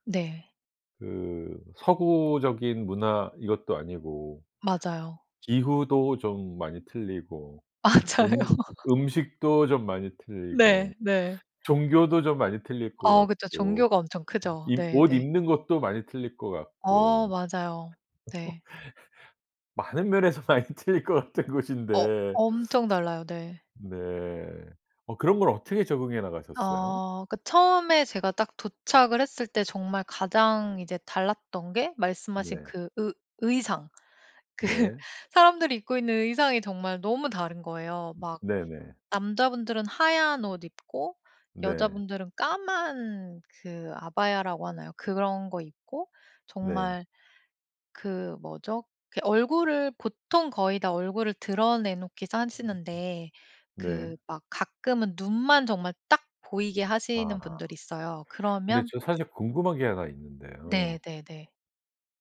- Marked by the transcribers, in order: tapping; laughing while speaking: "맞아요"; other background noise; laugh; laughing while speaking: "많은 면에서 많이 틀릴 거 같은 곳인데"; laughing while speaking: "그"; unintelligible speech
- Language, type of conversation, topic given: Korean, podcast, 갑자기 환경이 바뀌었을 때 어떻게 적응하셨나요?